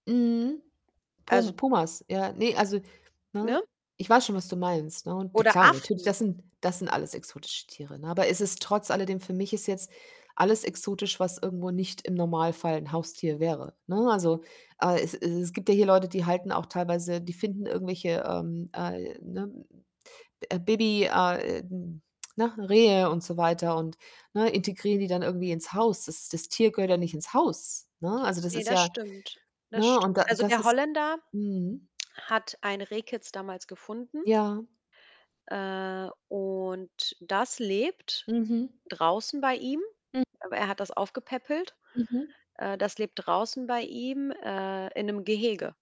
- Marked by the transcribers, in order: other background noise; tsk; distorted speech
- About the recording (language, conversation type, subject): German, unstructured, Sollten exotische Tiere als Haustiere verboten werden?